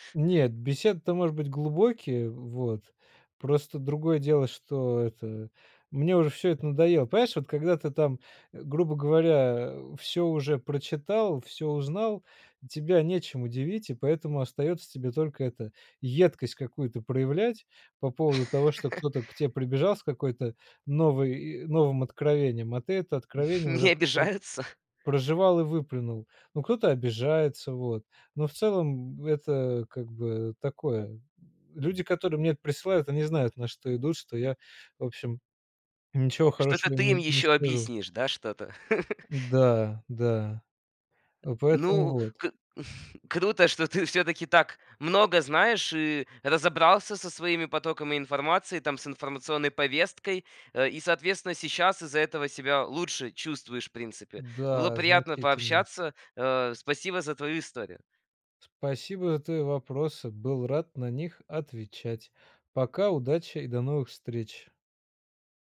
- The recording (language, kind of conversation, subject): Russian, podcast, Какие приёмы помогают не тонуть в потоке информации?
- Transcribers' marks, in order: laugh; laughing while speaking: "Не обижаются?"; laugh; tapping; blowing